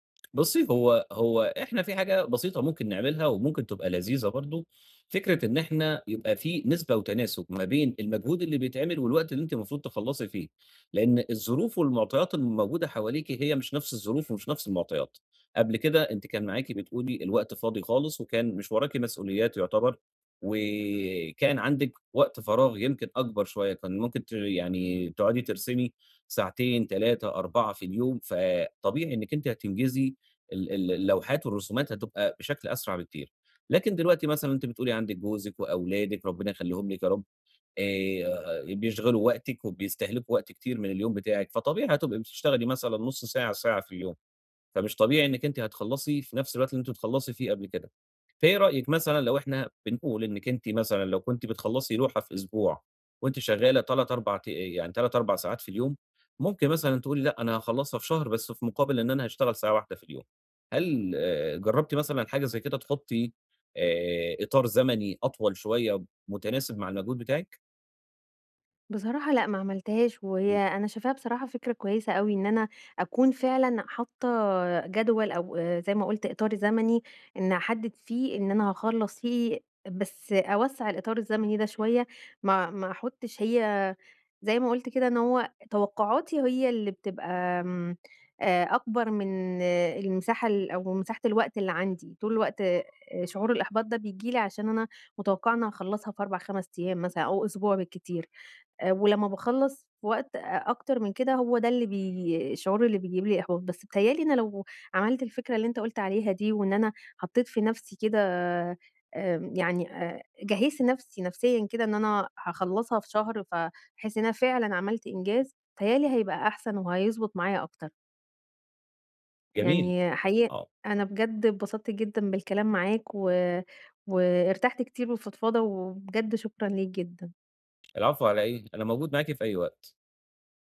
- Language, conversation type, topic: Arabic, advice, إزاي أقدر أستمر في ممارسة هواياتي رغم ضيق الوقت وكتر الانشغالات اليومية؟
- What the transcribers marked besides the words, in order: tapping; background speech